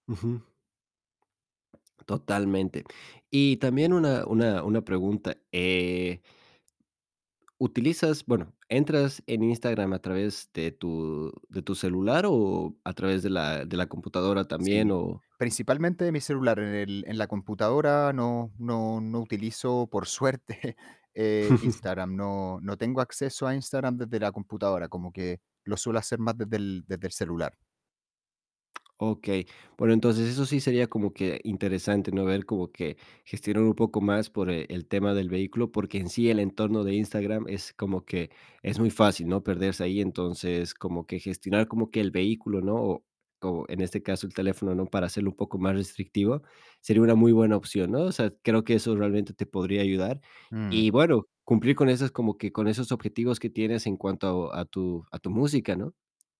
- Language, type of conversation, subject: Spanish, advice, ¿Cómo te distraes con las redes sociales durante tus momentos creativos?
- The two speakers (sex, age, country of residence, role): male, 25-29, Spain, advisor; male, 35-39, Germany, user
- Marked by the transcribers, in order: laughing while speaking: "suerte"; chuckle